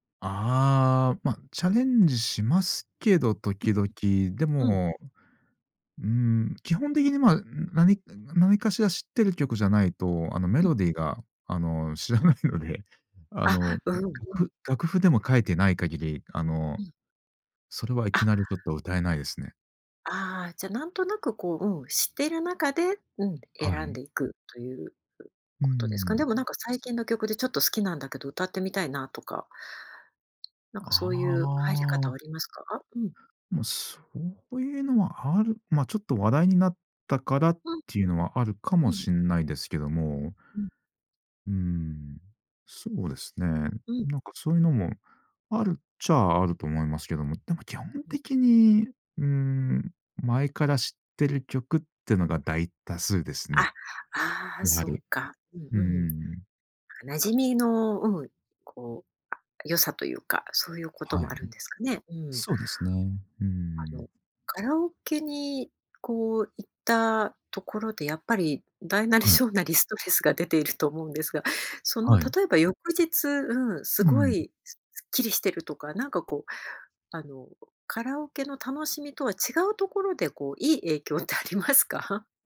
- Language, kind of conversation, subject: Japanese, podcast, カラオケで歌う楽しさはどこにあるのでしょうか？
- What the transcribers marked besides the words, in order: laughing while speaking: "知らないので"; other noise; laughing while speaking: "大なり小なりストレスが出ていると思うんですが"; laughing while speaking: "ありますか？"